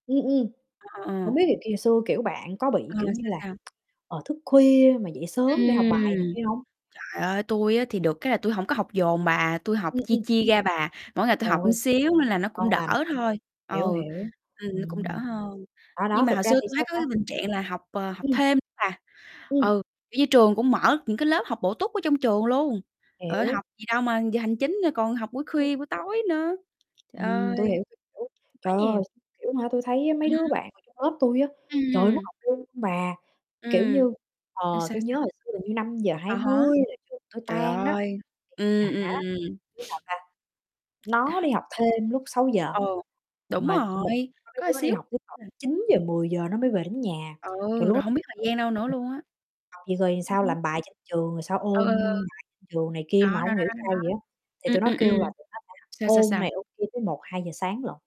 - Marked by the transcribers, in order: other background noise; tsk; distorted speech; tapping; "một" said as "ừn"; "trời" said as "ời"; unintelligible speech; sniff; other noise; unintelligible speech; unintelligible speech; unintelligible speech; unintelligible speech
- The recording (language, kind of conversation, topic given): Vietnamese, unstructured, Bạn nghĩ gì về việc học quá nhiều ở trường?